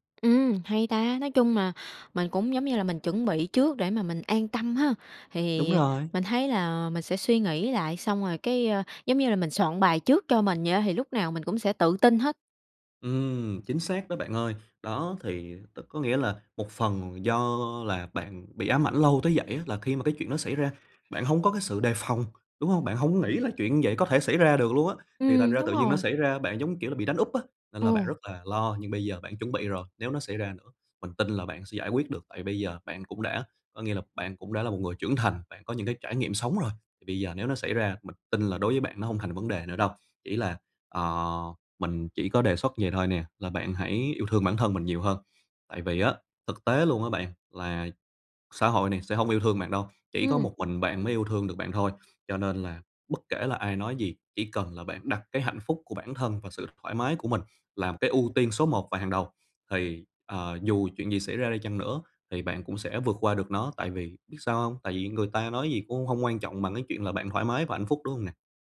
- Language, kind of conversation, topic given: Vietnamese, advice, Làm sao vượt qua nỗi sợ bị phán xét khi muốn thử điều mới?
- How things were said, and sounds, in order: tapping